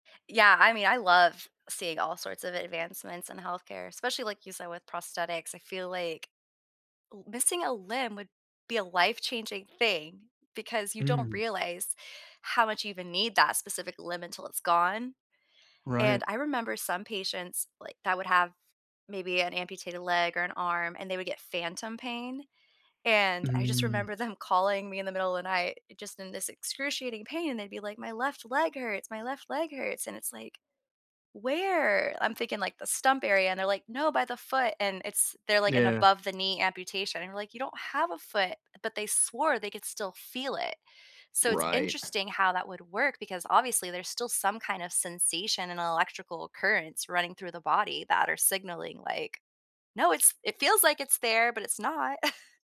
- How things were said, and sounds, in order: other background noise; tapping; chuckle
- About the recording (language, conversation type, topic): English, unstructured, What role do you think technology plays in healthcare?
- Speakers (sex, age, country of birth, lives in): female, 40-44, United States, United States; male, 30-34, United States, United States